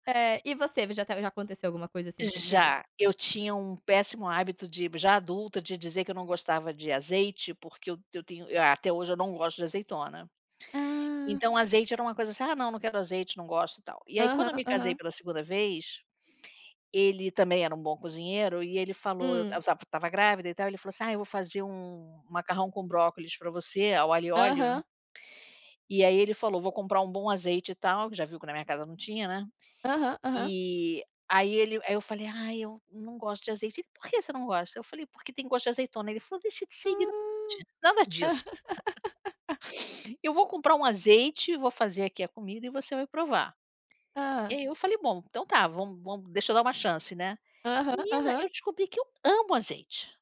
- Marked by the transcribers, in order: unintelligible speech; unintelligible speech; laugh; tapping
- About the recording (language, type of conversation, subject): Portuguese, unstructured, Qual comida faz você se sentir mais confortável?